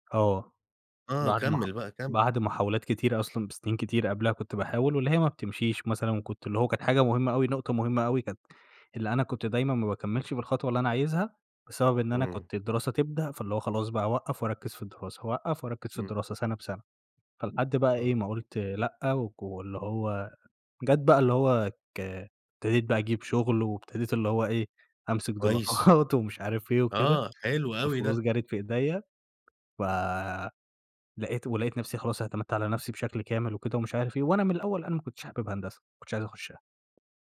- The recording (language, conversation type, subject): Arabic, podcast, إزاي بتختار بين إنك تمشي ورا حلمك وبين الاستقرار المادي؟
- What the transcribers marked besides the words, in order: laughing while speaking: "دولارات"; tapping